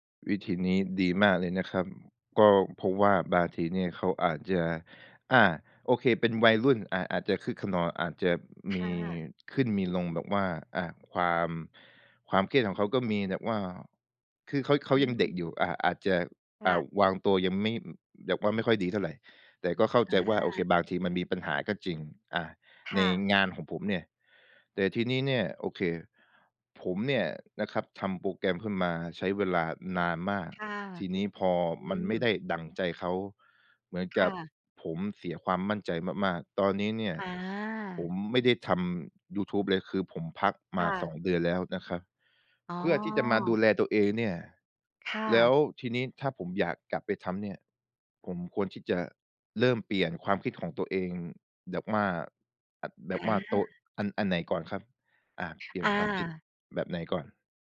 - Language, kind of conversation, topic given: Thai, advice, คุณเคยได้รับคำวิจารณ์เกี่ยวกับงานสร้างสรรค์ของคุณบนสื่อสังคมออนไลน์ในลักษณะไหนบ้าง?
- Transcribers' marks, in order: other noise